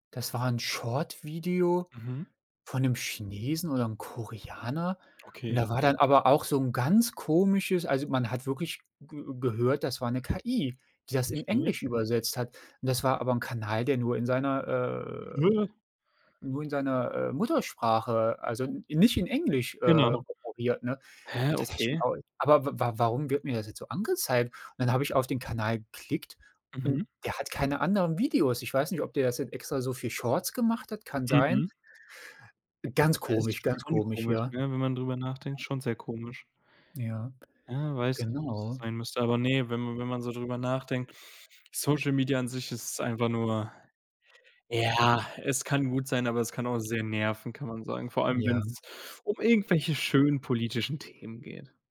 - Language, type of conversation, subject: German, unstructured, Wie beeinflussen soziale Medien deiner Meinung nach die mentale Gesundheit?
- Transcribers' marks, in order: other background noise; other noise; tapping